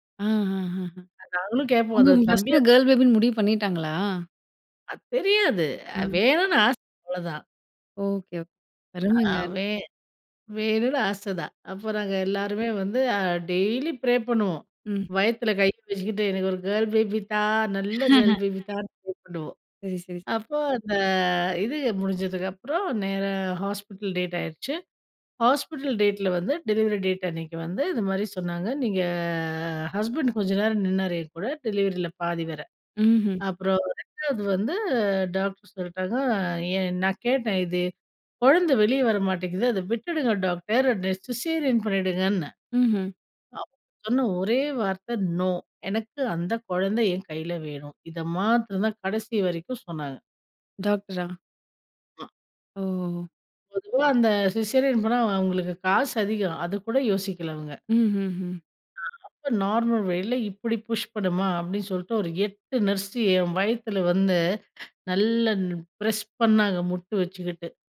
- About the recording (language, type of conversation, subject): Tamil, podcast, உங்கள் வாழ்க்கை பற்றி பிறருக்கு சொல்லும் போது நீங்கள் எந்த கதை சொல்கிறீர்கள்?
- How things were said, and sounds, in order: unintelligible speech; other background noise; other noise; laugh; drawn out: "நீங்க"; unintelligible speech; unintelligible speech